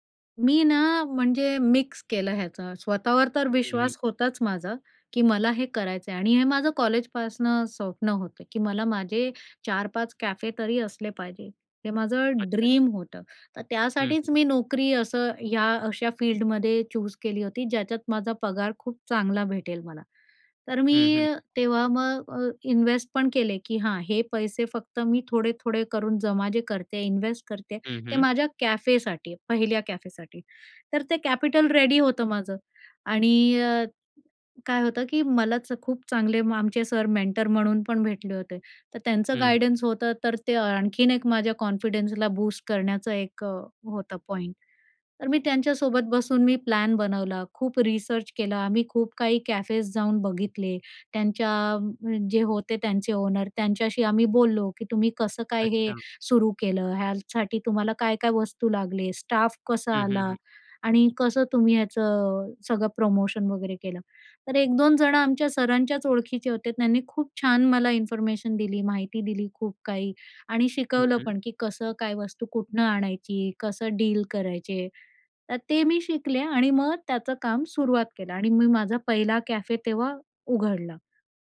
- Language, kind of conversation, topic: Marathi, podcast, करिअर बदलताना तुला सगळ्यात मोठी भीती कोणती वाटते?
- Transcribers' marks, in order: in English: "ड्रीम"; tapping; in English: "इन्वेस्ट"; in English: "इन्वेस्ट"; in English: "कॅपिटल रेडी"; in English: "मेंटर"; in English: "गाईडन्स"; in English: "कॉन्फिडन्सला बूस्ट"; in English: "रिसर्च"; in English: "ओनर"; in English: "इन्फॉर्मेशन"; other background noise